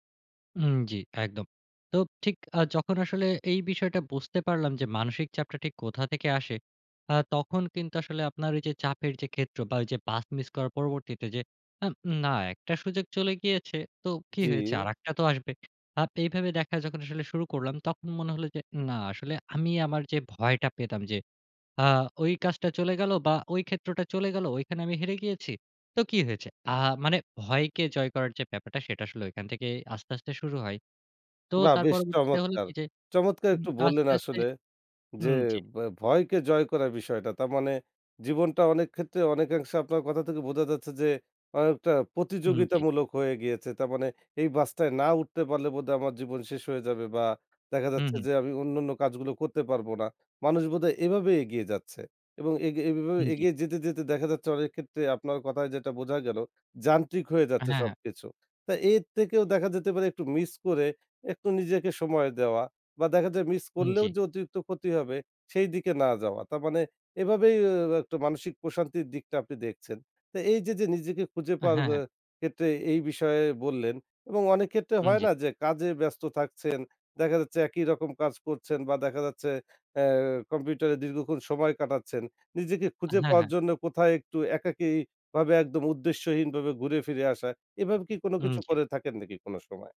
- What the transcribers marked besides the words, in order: none
- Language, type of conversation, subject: Bengali, podcast, নিজেকে খুঁজে পাওয়ার গল্পটা বলবেন?